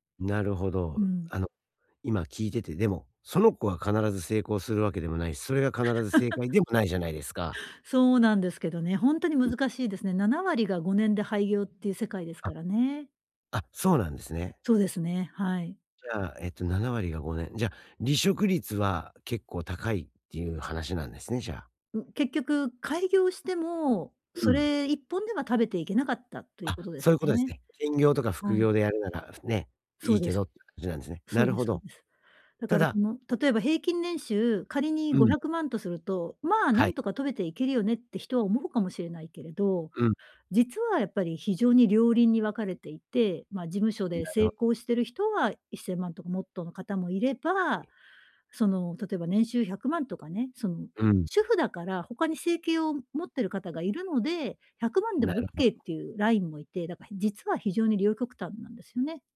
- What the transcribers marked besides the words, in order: laugh; tapping; other background noise
- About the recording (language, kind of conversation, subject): Japanese, advice, 拒絶されたとき、どうすれば気持ちを立て直せますか？